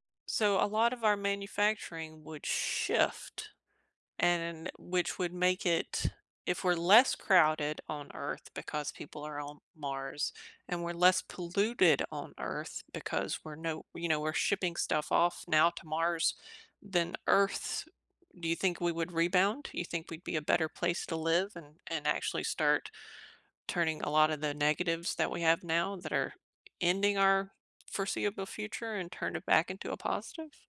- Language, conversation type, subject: English, unstructured, How do you think space exploration will shape our future?
- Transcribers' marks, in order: tapping